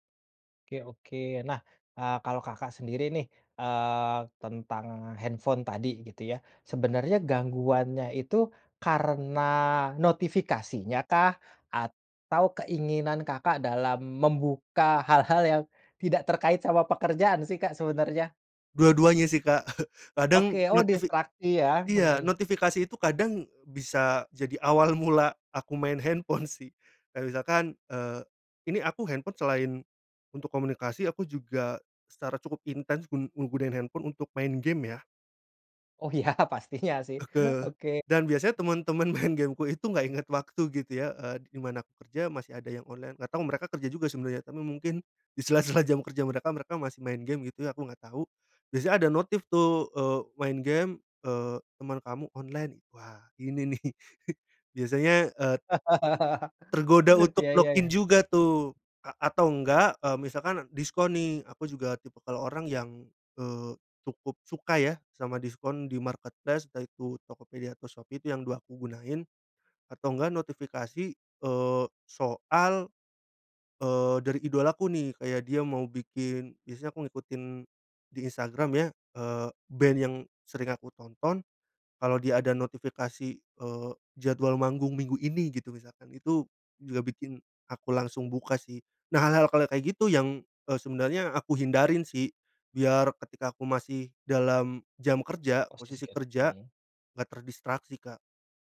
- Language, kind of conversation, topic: Indonesian, podcast, Apa saja trik sederhana untuk mengatur waktu penggunaan teknologi?
- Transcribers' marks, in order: chuckle; laughing while speaking: "awal mula"; laughing while speaking: "handphone"; laughing while speaking: "ya"; laughing while speaking: "main"; laughing while speaking: "sela-sela"; chuckle; other background noise; laugh; in English: "log in"; in English: "di-marketplace"